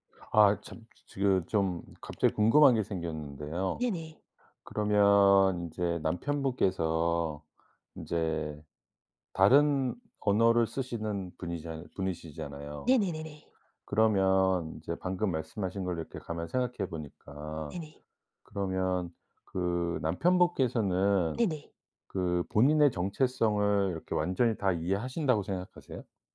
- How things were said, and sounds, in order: tapping
- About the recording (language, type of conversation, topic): Korean, podcast, 언어가 정체성에 어떤 역할을 한다고 생각하시나요?